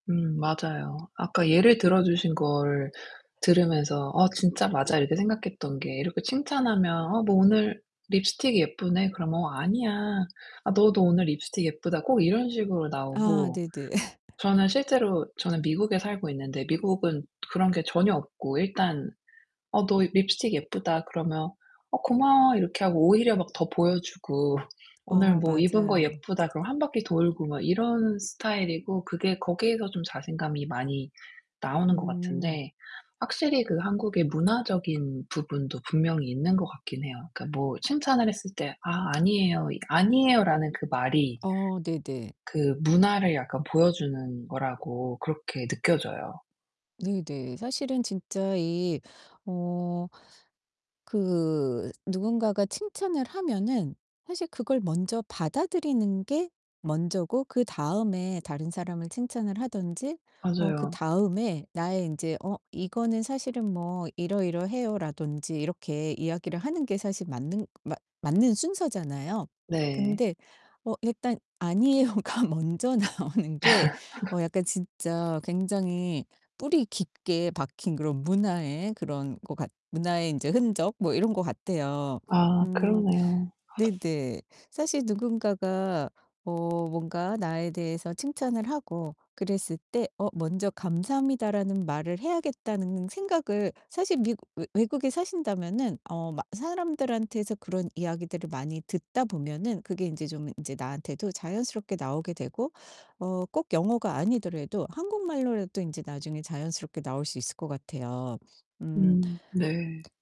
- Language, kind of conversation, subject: Korean, advice, 칭찬을 받을 때 불편함을 줄이고 감사함을 자연스럽게 표현하려면 어떻게 해야 하나요?
- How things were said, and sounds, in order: tapping; other background noise; laugh; laugh; distorted speech; laughing while speaking: "아니에요.가 먼저 나오는 게"; laugh